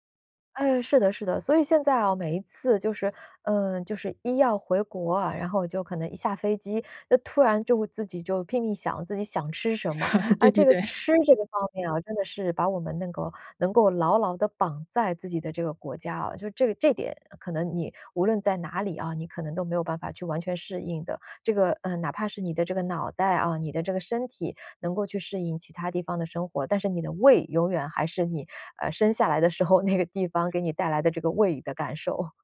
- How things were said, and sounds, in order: chuckle; laughing while speaking: "对 对 对"; other background noise; "能够" said as "能个"; laughing while speaking: "那个地方"
- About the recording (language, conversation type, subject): Chinese, podcast, 你曾去过自己的祖籍地吗？那次经历给你留下了怎样的感受？